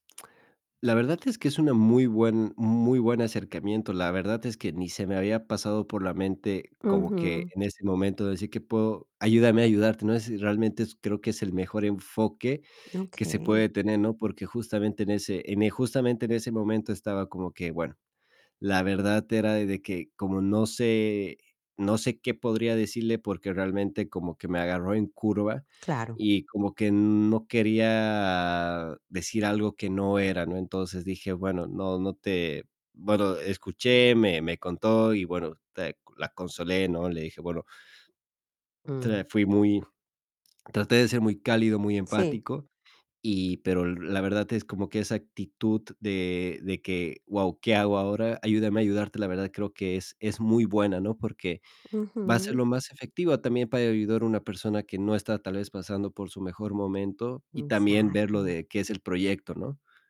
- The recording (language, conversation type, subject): Spanish, advice, ¿Cómo puedo rechazar tareas extra sin dañar mi relación con el equipo?
- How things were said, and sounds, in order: tapping; distorted speech; swallow; other background noise